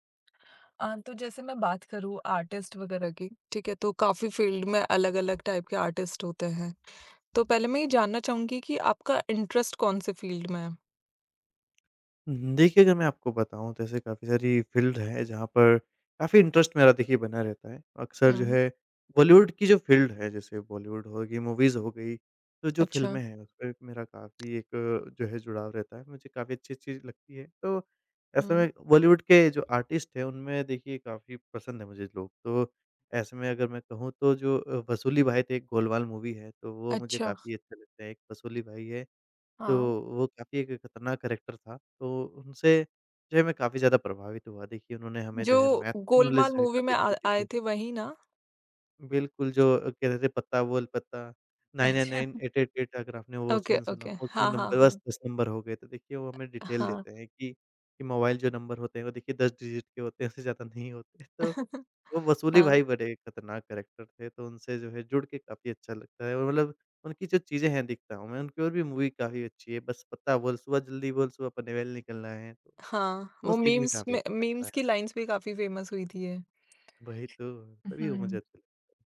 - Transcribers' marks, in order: in English: "आर्टिस्ट"; in English: "फ़ील्ड"; tapping; in English: "टाइप"; in English: "आर्टिस्ट"; in English: "इंटरेस्ट"; in English: "फ़ील्ड"; in English: "फ़ील्ड"; in English: "इंटरेस्ट"; in English: "फ़ील्ड"; in English: "मूवीज़"; in English: "आर्टिस्ट"; in English: "मूवी"; in English: "कैरेक्टर"; in English: "मैथ"; in English: "नॉलेज"; in English: "मूवी"; other background noise; laughing while speaking: "अच्छा"; in English: "सीन"; in English: "ओके, ओके"; in English: "नंबर"; in English: "नंबर"; in English: "डिटेल"; in English: "नंबर"; in English: "डिजिट"; chuckle; in English: "कैरेक्टर"; in English: "मूवी"; in English: "सीन"; in English: "मीम्स"; in English: "मीम्स"; in English: "लाइन्स"; in English: "फेमस"
- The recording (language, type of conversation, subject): Hindi, podcast, कौन से कलाकारों ने आपको सबसे ज़्यादा प्रभावित किया है?